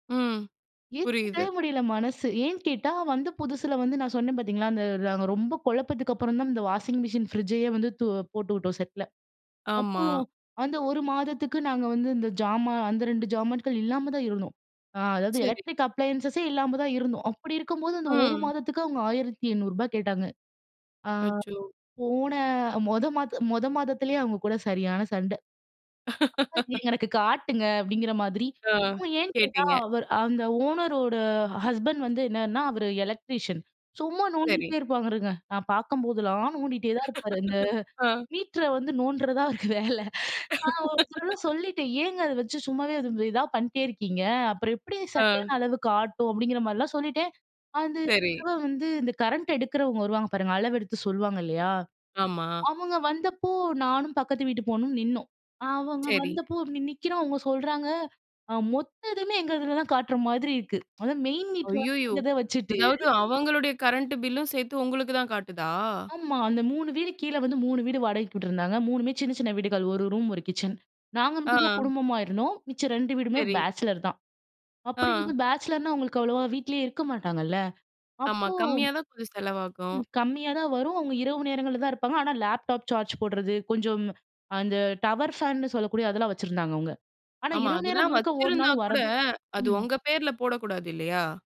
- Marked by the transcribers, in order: in English: "வாஷிங் மிஷின், ஃப்ரிட்ஜயே"; in English: "செட்ல"; in English: "எலக்ட்ரிக் அப்ளையன்ஸஸே"; chuckle; other background noise; unintelligible speech; in English: "ஓனரோட ஹஸ்பெண்ட்"; chuckle; laughing while speaking: "அவருக்கு வேல"; laugh; unintelligible speech; in English: "பில்லும்"; in English: "பேச்சிலர்"; in English: "பேச்சிலர்ன்னா"; in English: "லேப்டாப் சார்ஜ்"; in English: "டவர் ஃபேன்னு"
- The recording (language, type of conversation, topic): Tamil, podcast, உங்கள் குடும்பம் குடியேறி வந்த கதையைப் பற்றி சொல்றீர்களா?